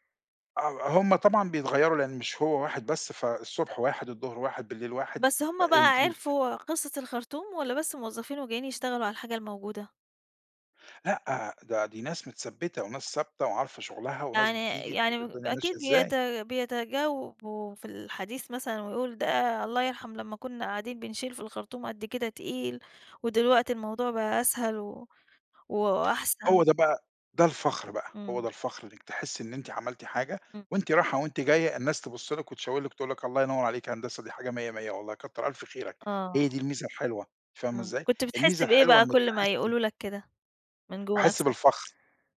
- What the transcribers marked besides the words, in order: none
- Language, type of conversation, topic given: Arabic, podcast, احكيلي عن لحظة حسّيت فيها بفخر كبير؟